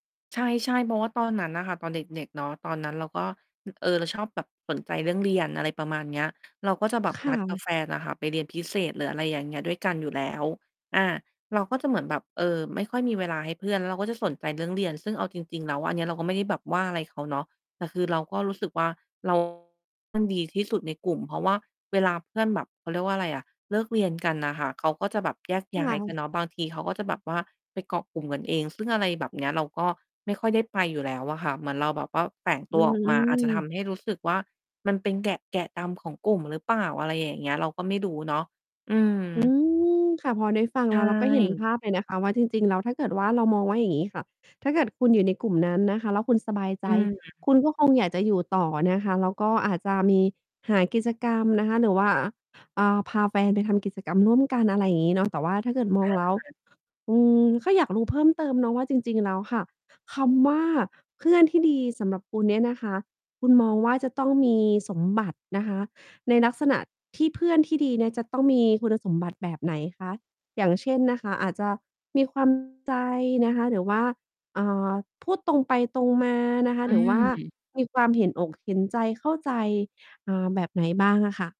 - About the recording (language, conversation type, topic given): Thai, podcast, เพื่อนที่ดีสำหรับคุณเป็นอย่างไร?
- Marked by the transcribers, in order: other noise; tapping; distorted speech; mechanical hum; sniff; other background noise